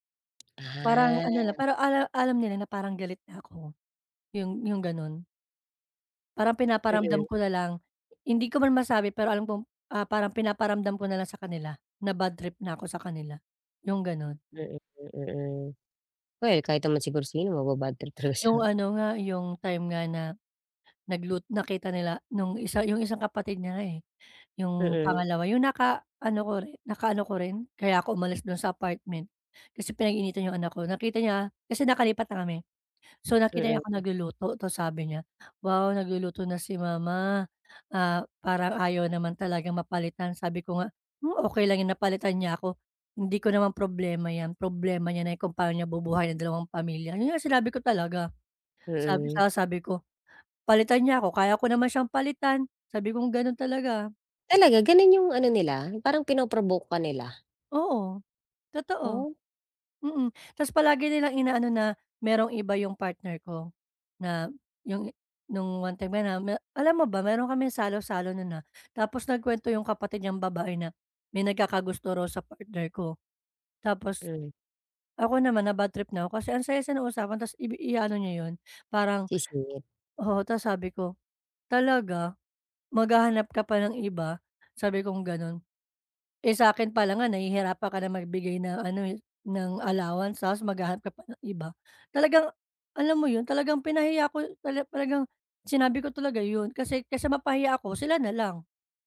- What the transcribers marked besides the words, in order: tapping; other background noise
- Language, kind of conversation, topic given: Filipino, advice, Paano ko malalaman kung mas dapat akong magtiwala sa sarili ko o sumunod sa payo ng iba?